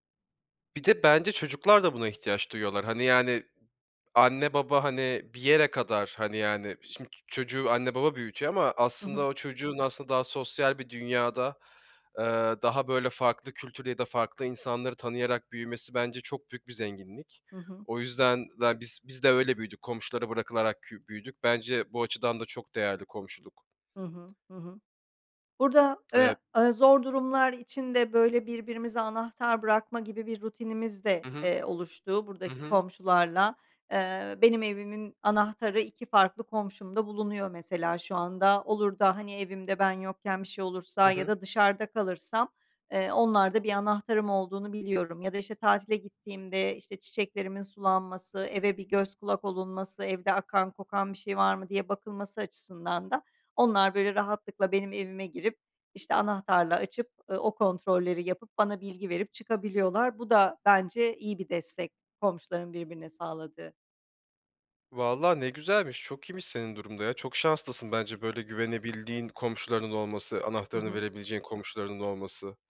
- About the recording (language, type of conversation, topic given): Turkish, podcast, Zor zamanlarda komşular birbirine nasıl destek olabilir?
- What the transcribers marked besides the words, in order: tapping; other background noise